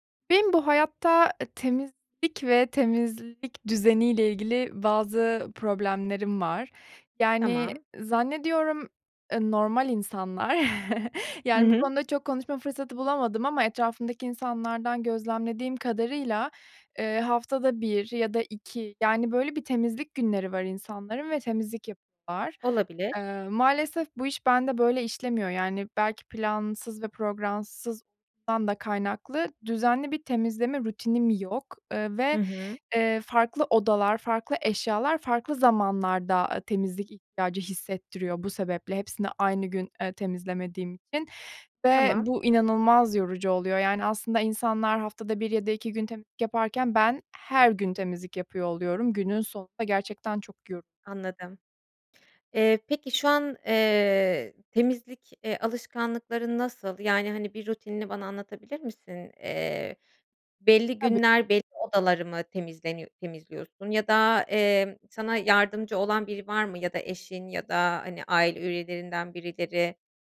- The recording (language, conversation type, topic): Turkish, advice, Ev ve eşyalarımı düzenli olarak temizlemek için nasıl bir rutin oluşturabilirim?
- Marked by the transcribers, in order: chuckle; other background noise; tapping